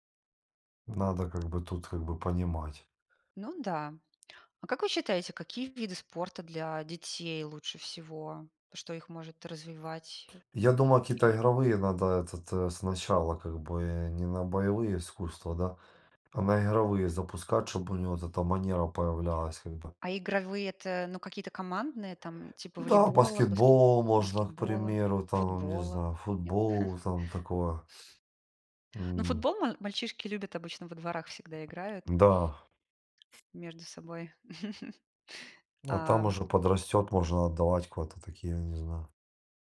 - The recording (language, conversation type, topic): Russian, unstructured, Как вы относились к спорту в детстве и какие виды спорта вам нравились?
- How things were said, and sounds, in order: tapping; chuckle; other background noise; chuckle